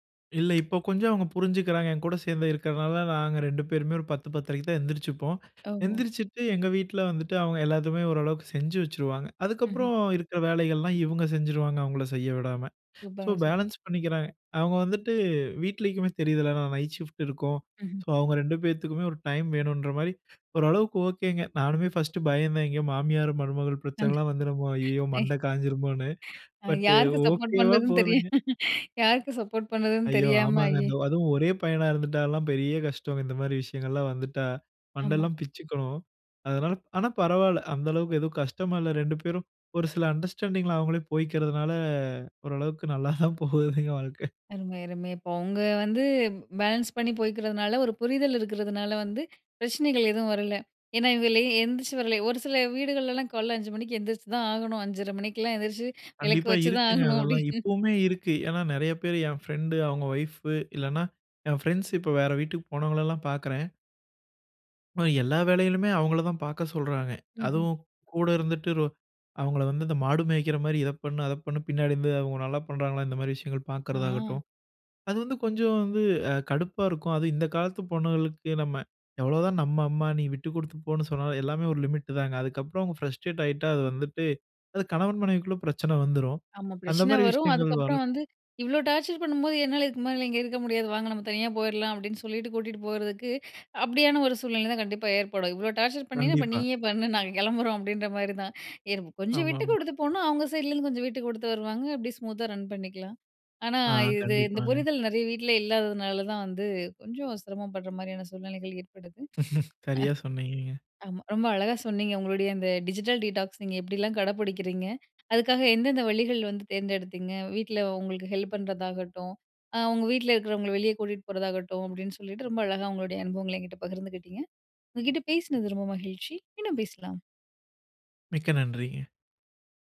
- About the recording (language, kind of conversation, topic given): Tamil, podcast, டிஜிட்டல் டிட்டாக்ஸை எளிதாகக் கடைபிடிக்க முடியுமா, அதை எப்படி செய்யலாம்?
- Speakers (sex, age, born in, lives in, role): female, 30-34, India, India, host; male, 25-29, India, India, guest
- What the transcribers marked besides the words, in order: inhale; in English: "சோ, பேலன்ஸ்"; in English: "நைட் ஷிஃப்ட்"; laughing while speaking: "ஓரளவுக்கு ஓகேங்க. நானுமே ஃபர்ஸ்ட்டு பயந்தேன் … பட், ஓகேவா போதுங்க"; unintelligible speech; laughing while speaking: "யாருக்கு சப்போர்ட் பண்ணுறதுன்னு தெரியு யாருக்கு சப்போர்ட் பண்ணுறதுன்னு தெரியாம, ஆயே"; in English: "சப்போர்ட்"; laughing while speaking: "ஐயோ! ஆமாங்க. அந் அதுவும் ஒரே … தான் போகுதுங்க, வாழ்க்கை"; in English: "அண்டர்ஸ்டாண்டிங்ல"; in English: "பேலன்ஸ்"; laughing while speaking: "காலைல அஞ்சு மணிக்கு எந்திரிச்சு தான் … தான் ஆகணும். அப்படின்னு"; in English: "லிமிட்"; in English: "ஃப்ரஸ்ட்ரேட்"; in English: "டார்ச்சர்"; inhale; laughing while speaking: "அப்ப நீயே பண்ணு நாங்க கெளம்புறோம், அப்டின்ற மாரி தான்"; in English: "ஸ்மூத்தா ரன்"; laugh; in English: "டிஜிட்டல் டீடாக்ஸ்"